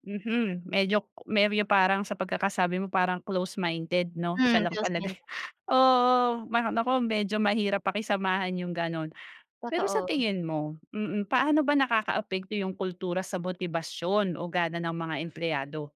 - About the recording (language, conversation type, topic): Filipino, podcast, Paano mo ilalarawan ang kultura sa opisina ninyo ngayon?
- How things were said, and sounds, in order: unintelligible speech; tapping; chuckle; other background noise